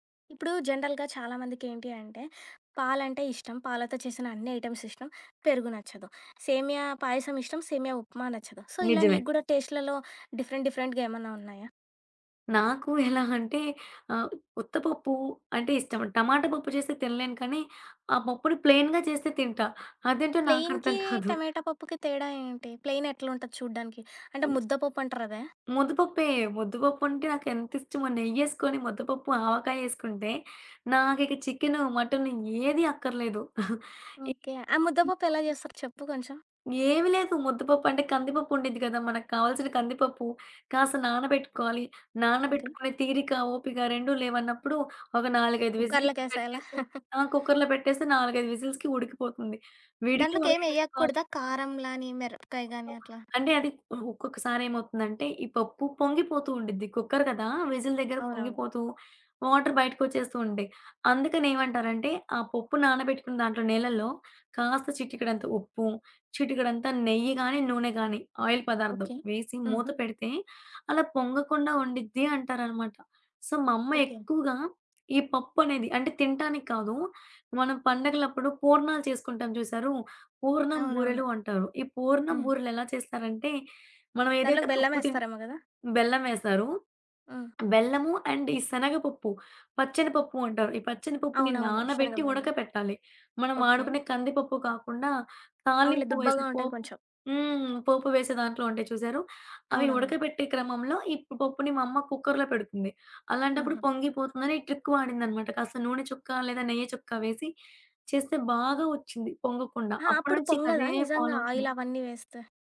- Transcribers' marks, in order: in English: "జనరల్‌గా"; in English: "ఐటెమ్స్"; in English: "సో"; in English: "టేస్ట్‌లలో డిఫరెంట్, డిఫరెంట్‌గా"; in English: "ప్లెన్‌గా"; in English: "ప్లెయిన్‌కి"; laughing while speaking: "కాదు"; in English: "ప్లెయిన్"; other background noise; chuckle; unintelligible speech; in English: "విజీల్స్"; in English: "కుక్కర్‌లో"; chuckle; in English: "విజీల్స్‌కి"; tapping; unintelligible speech; in English: "కుక్కర్"; in English: "విజిల్"; in English: "ఆయిల్"; in English: "సో"; in English: "అండ్"; in English: "కుక్కర్‌లో"; in English: "ట్రిక్"; in English: "ఫాలో"; in English: "ఆయిల్"
- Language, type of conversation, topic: Telugu, podcast, మీ ఇంట్లో మీకు అత్యంత ఇష్టమైన సాంప్రదాయ వంటకం ఏది?